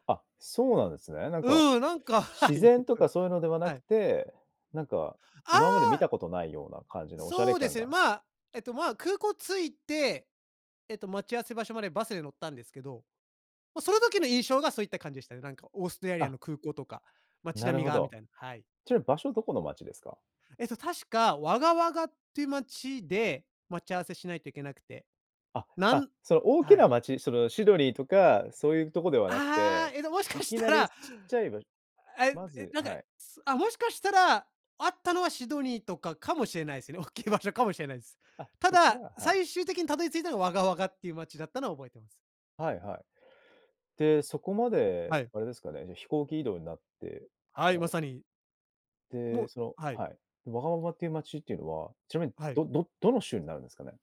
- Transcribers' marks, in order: joyful: "ああ"; laughing while speaking: "もしかしたら"; laughing while speaking: "大きい場所かもしれないす"
- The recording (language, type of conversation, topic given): Japanese, podcast, 好奇心に導かれて訪れた場所について、どんな体験をしましたか？